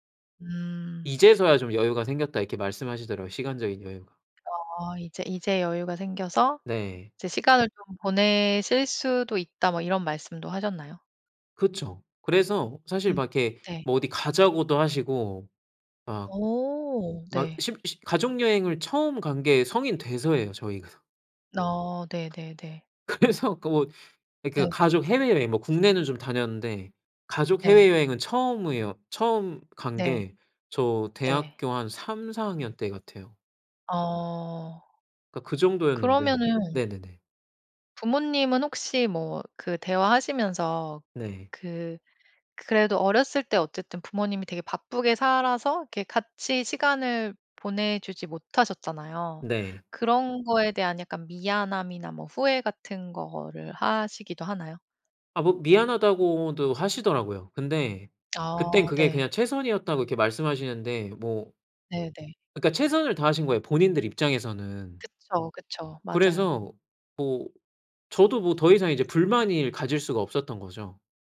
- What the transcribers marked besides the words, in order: other background noise; laughing while speaking: "저희가"; laughing while speaking: "그래서"; tapping
- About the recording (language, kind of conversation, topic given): Korean, podcast, 가족 관계에서 깨달은 중요한 사실이 있나요?